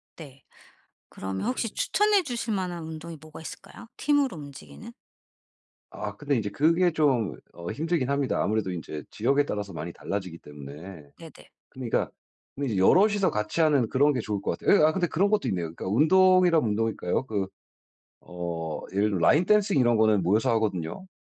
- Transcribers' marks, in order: none
- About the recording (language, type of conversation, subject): Korean, advice, 소속감을 잃지 않으면서도 제 개성을 어떻게 지킬 수 있을까요?